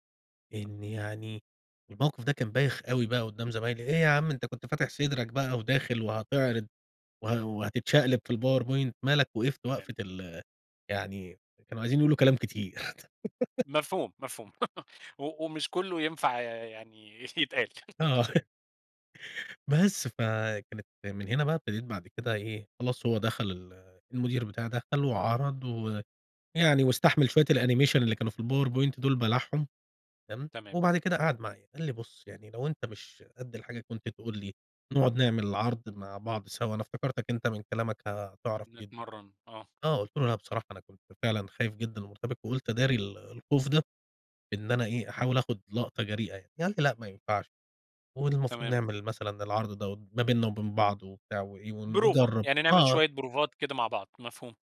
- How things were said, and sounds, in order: tapping; in English: "الpowerpoint"; laugh; laugh
- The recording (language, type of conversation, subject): Arabic, podcast, بتحس بالخوف لما تعرض شغلك قدّام ناس؟ بتتعامل مع ده إزاي؟